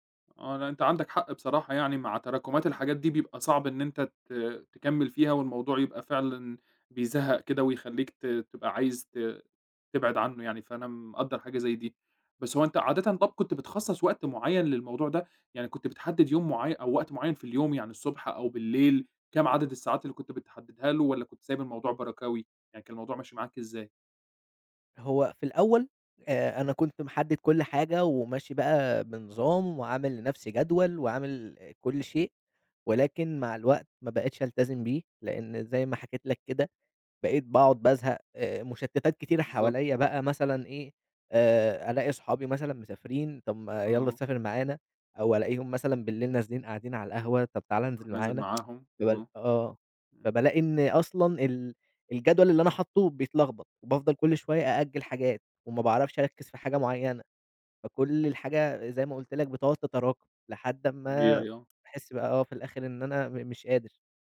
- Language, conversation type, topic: Arabic, advice, إزاي أتعامل مع إحساسي بالذنب عشان مش بخصص وقت كفاية للشغل اللي محتاج تركيز؟
- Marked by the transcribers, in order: tapping; tsk